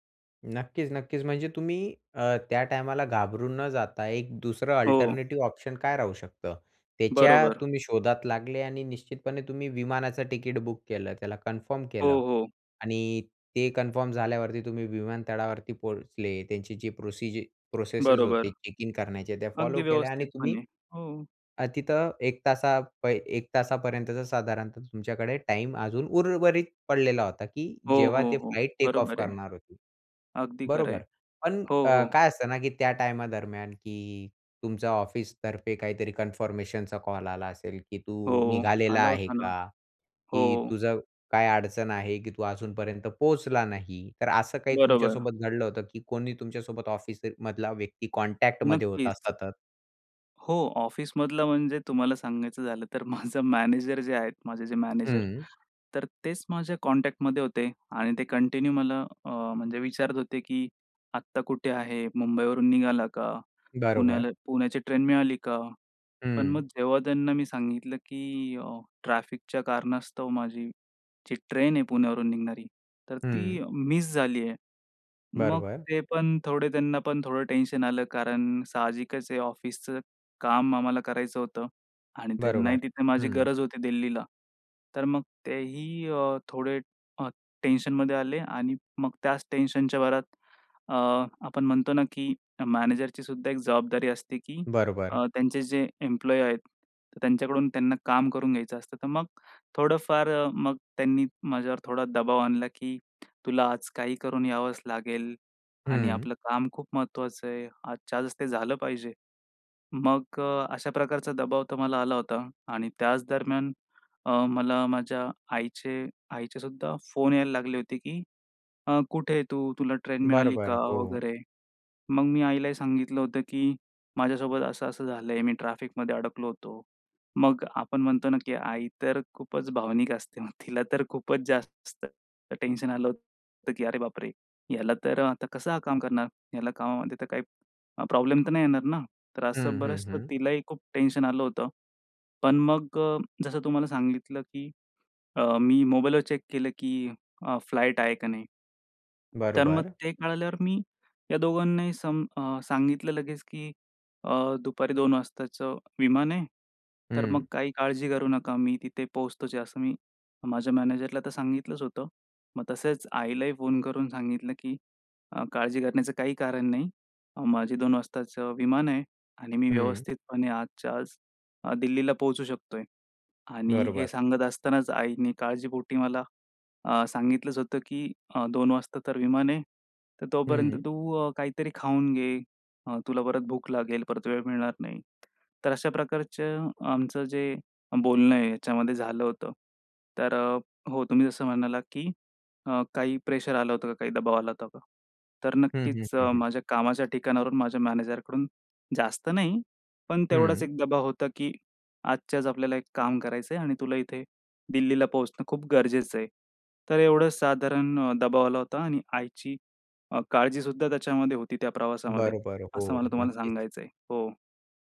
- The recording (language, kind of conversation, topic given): Marathi, podcast, कधी तुमची विमानाची किंवा रेल्वेची गाडी सुटून गेली आहे का?
- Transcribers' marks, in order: in English: "अल्टरनेटिव्ह"; in English: "कन्फर्म"; in English: "कन्फर्म"; in English: "प्रोसीज प्रोसेसेस"; in English: "चेक इन"; in English: "फ्लाइट टेक ऑफ"; in English: "कन्फर्मेशनचा"; other background noise; in English: "कॉन्टॅक्टमध्ये"; laughing while speaking: "माझं मॅनेजर जे आहेत"; in English: "कॉन्टॅक्टमध्ये"; in English: "कंटिन्यू"; tapping; other noise; surprised: "अरे बापरे!"; in English: "चेक"; in English: "फ्लाइट"